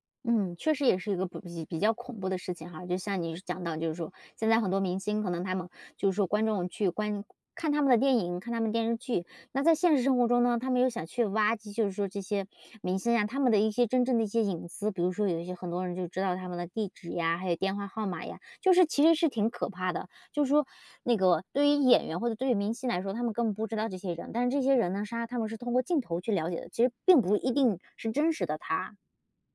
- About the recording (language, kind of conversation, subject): Chinese, podcast, 你最喜欢的一部电影是哪一部？
- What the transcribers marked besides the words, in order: other background noise